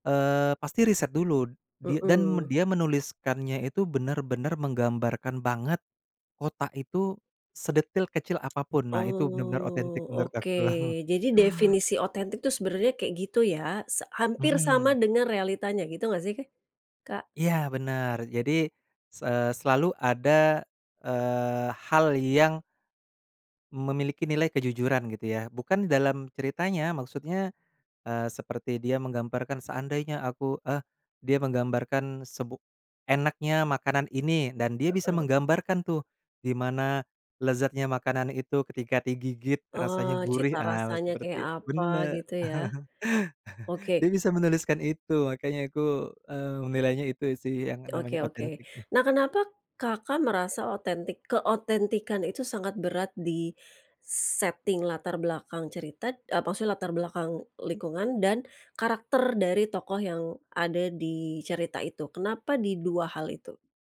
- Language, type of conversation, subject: Indonesian, podcast, Menurutmu, apa yang membuat sebuah cerita terasa otentik?
- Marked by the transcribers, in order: tapping; drawn out: "Oh"; laugh; laugh; in English: "setting"